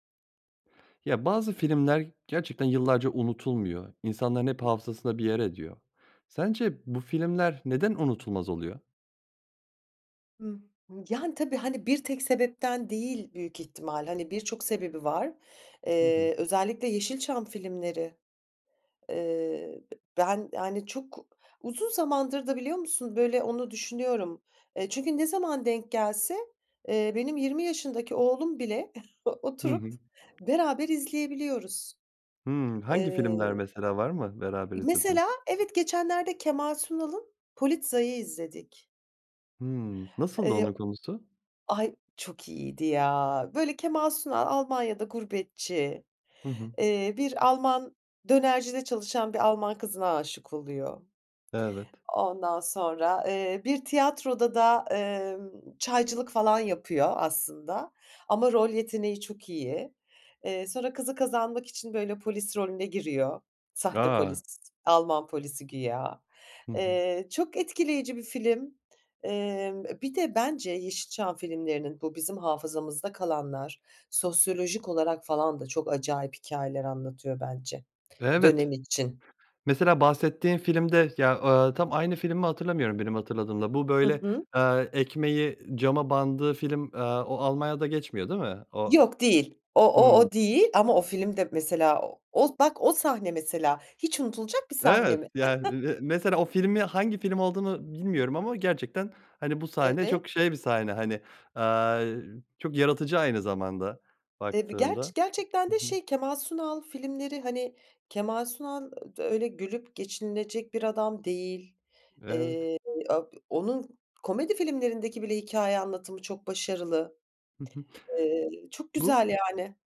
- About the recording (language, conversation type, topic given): Turkish, podcast, Sence bazı filmler neden yıllar geçse de unutulmaz?
- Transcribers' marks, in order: unintelligible speech; other noise; other background noise; chuckle; chuckle; unintelligible speech